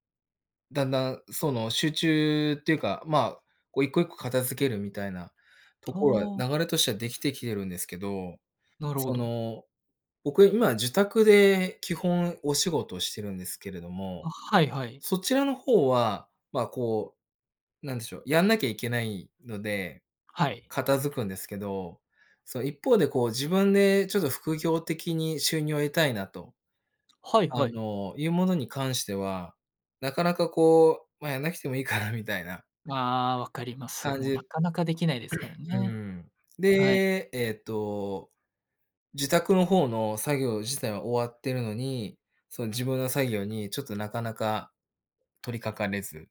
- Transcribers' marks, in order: other background noise; laughing while speaking: "いいかなみたいな"; throat clearing
- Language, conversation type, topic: Japanese, advice, 仕事中に集中するルーティンを作れないときの対処法